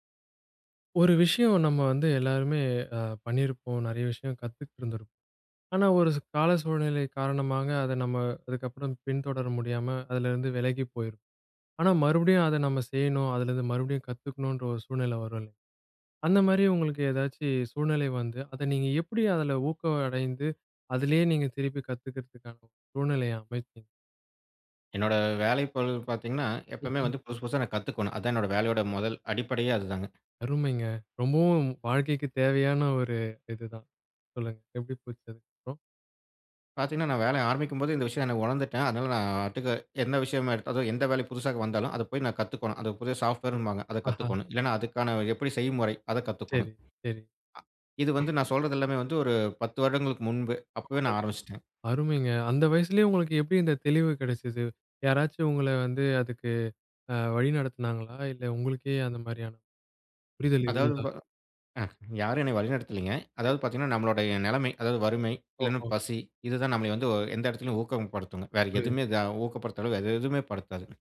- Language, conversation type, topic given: Tamil, podcast, மறுபடியும் கற்றுக்கொள்ளத் தொடங்க உங்களுக்கு ஊக்கம் எப்படி கிடைத்தது?
- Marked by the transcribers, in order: in English: "software"; other noise; surprised: "அருமைங்க"